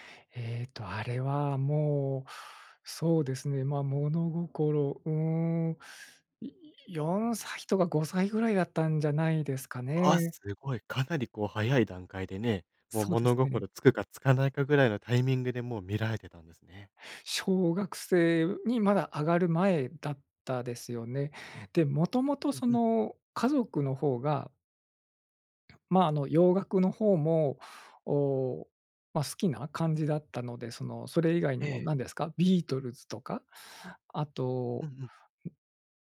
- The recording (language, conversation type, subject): Japanese, podcast, 子どもの頃の音楽体験は今の音楽の好みに影響しますか？
- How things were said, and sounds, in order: other noise